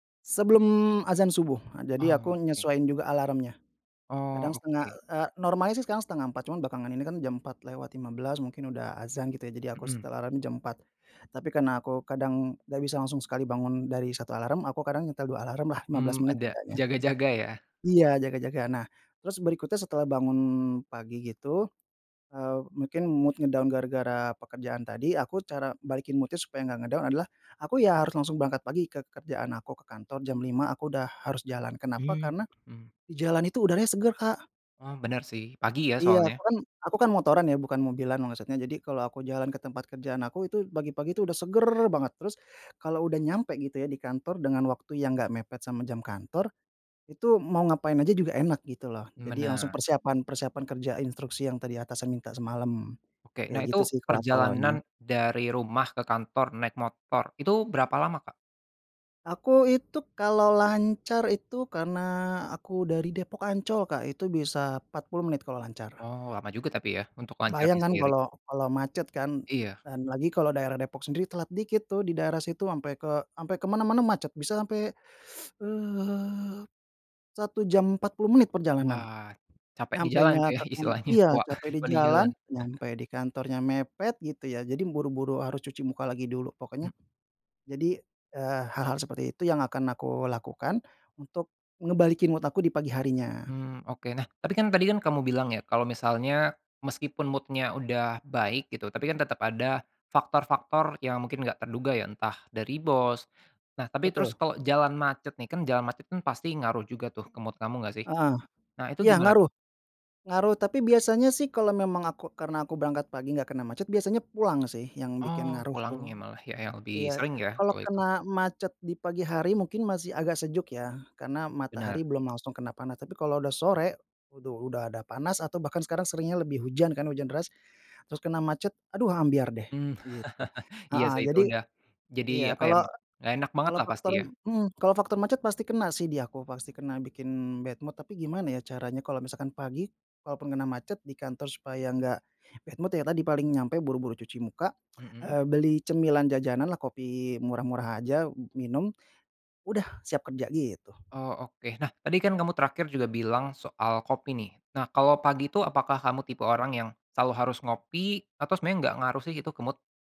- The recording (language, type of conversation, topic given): Indonesian, podcast, Apa rutinitas pagi sederhana yang selalu membuat suasana hatimu jadi bagus?
- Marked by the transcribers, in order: in English: "mood nge-down"; in English: "mood-nya"; in English: "nge-down"; teeth sucking; laughing while speaking: "ya, istilahnya tua"; chuckle; in English: "mood"; in English: "mood-nya"; in English: "mood"; chuckle; in English: "bad mood"; in English: "bad mood"; in English: "mood?"